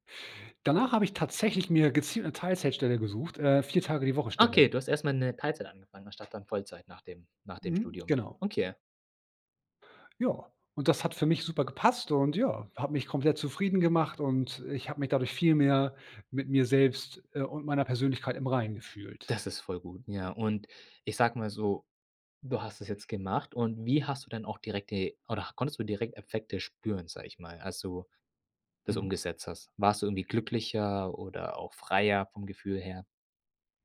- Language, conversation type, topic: German, podcast, Welche Erfahrung hat deine Prioritäten zwischen Arbeit und Leben verändert?
- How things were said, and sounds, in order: tapping